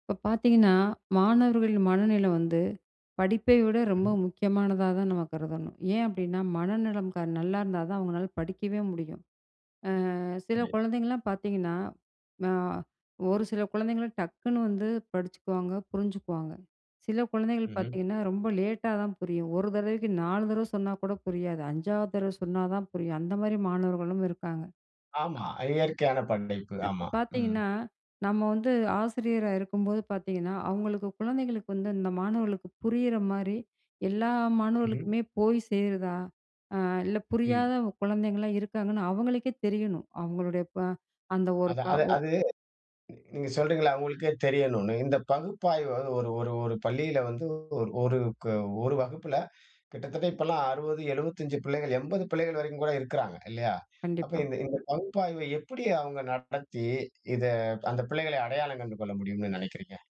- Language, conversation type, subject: Tamil, podcast, மாணவர்களின் மனநலத்தைப் பள்ளிகளில் எவ்வாறு கவனித்து ஆதரிக்க வேண்டும்?
- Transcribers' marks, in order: other background noise; tapping; other noise